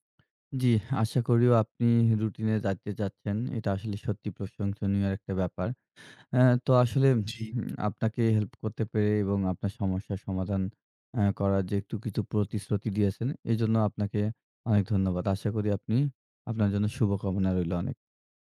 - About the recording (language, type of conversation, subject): Bengali, advice, আপনি কেন বারবার কাজ পিছিয়ে দেন?
- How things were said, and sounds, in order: tapping; other background noise